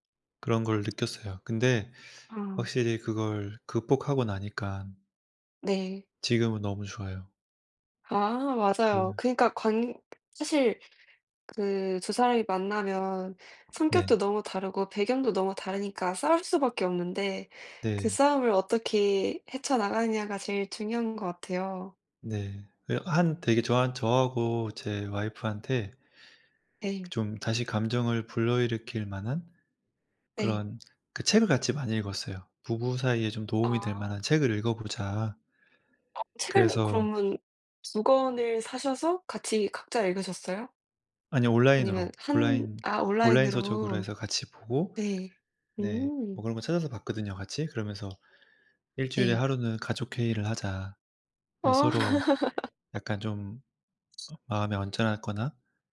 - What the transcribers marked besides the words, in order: other background noise; laugh
- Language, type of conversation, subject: Korean, unstructured, 누군가를 사랑하다가 마음이 식었다고 느낄 때 어떻게 하는 게 좋을까요?